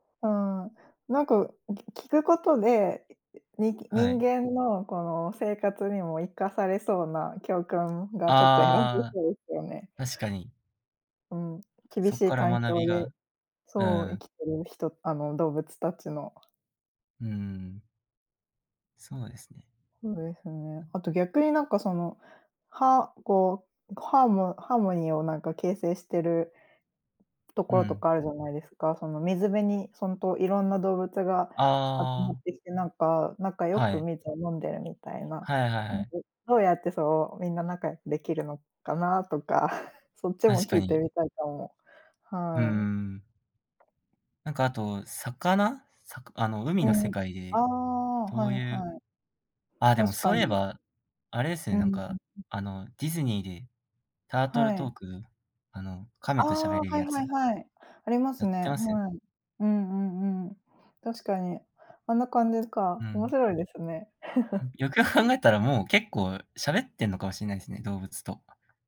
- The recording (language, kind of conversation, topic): Japanese, unstructured, 動物と話せるとしたら、何を聞いてみたいですか？
- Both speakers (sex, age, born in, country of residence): female, 35-39, Japan, Germany; male, 20-24, Japan, Japan
- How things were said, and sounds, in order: other background noise; "ほんと" said as "そんと"; giggle; tapping; chuckle; laugh; other noise